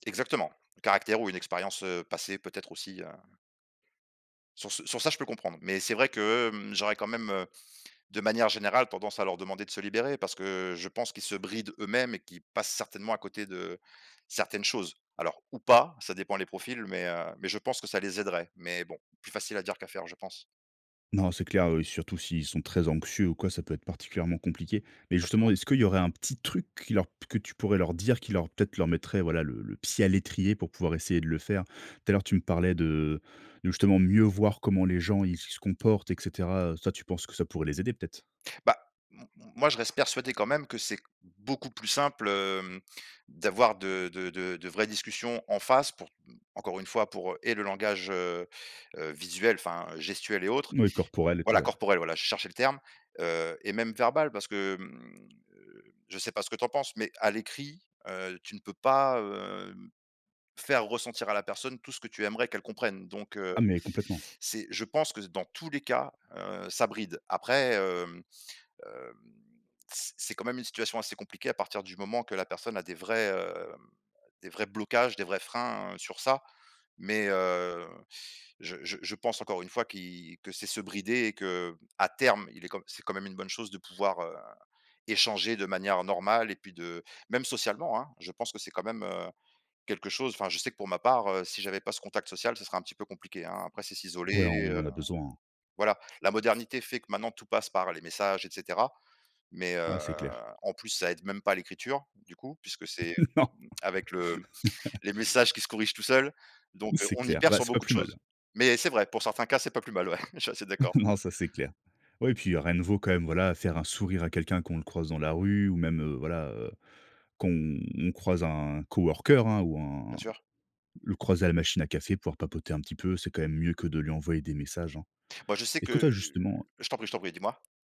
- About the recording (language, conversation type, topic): French, podcast, Préférez-vous les messages écrits ou une conversation en face à face ?
- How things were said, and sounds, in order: stressed: "pas"; stressed: "ça"; stressed: "terme"; other noise; laughing while speaking: "Non"; laugh; laughing while speaking: "ouais"; chuckle; in English: "coworker"; tapping